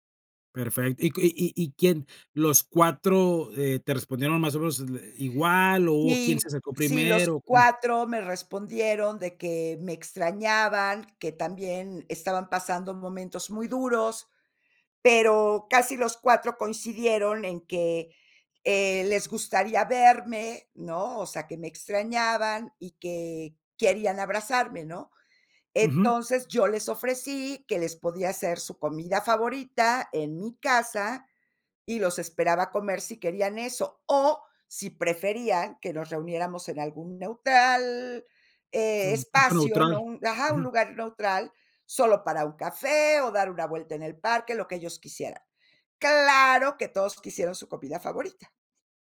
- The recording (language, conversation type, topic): Spanish, podcast, ¿Qué acciones sencillas recomiendas para reconectar con otras personas?
- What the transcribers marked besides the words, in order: stressed: "Claro"